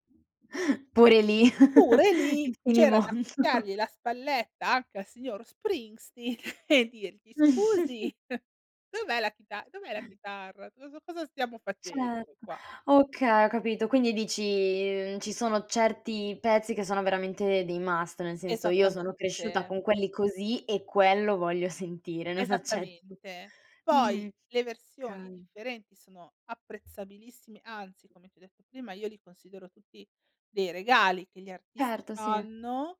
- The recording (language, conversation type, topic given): Italian, podcast, In che modo cambia una canzone ascoltata dal vivo rispetto alla versione registrata?
- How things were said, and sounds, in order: other background noise; chuckle; laughing while speaking: "il finimondo"; tapping; laughing while speaking: "Springstink, e dirgli: Scusi"; "Springsteen" said as "Springstink"; chuckle; "Certo" said as "cetto"; drawn out: "dici"; in English: "must"; laughing while speaking: "non accetto"; "okay" said as "kay"